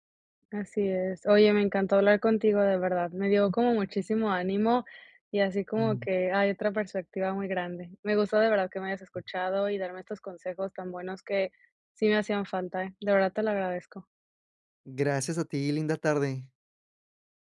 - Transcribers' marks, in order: other noise
- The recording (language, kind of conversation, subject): Spanish, advice, ¿Cómo puedo recuperar mi resiliencia y mi fuerza después de un cambio inesperado?